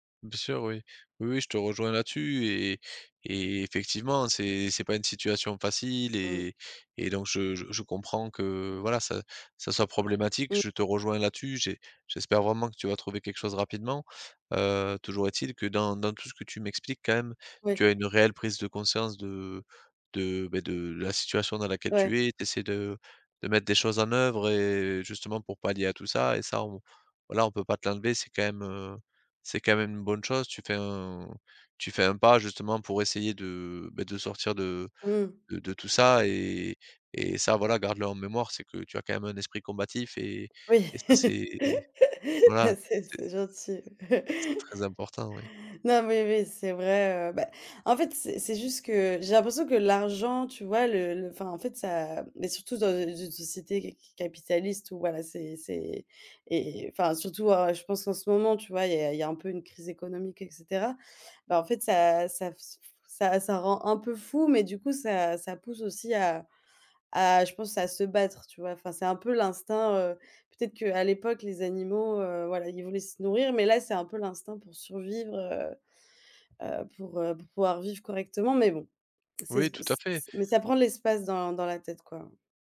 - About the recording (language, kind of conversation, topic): French, advice, Comment décririez-vous votre inquiétude persistante concernant l’avenir ou vos finances ?
- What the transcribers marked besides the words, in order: laugh; laughing while speaking: "Ah c'est c'est gentil"; other background noise; unintelligible speech; other noise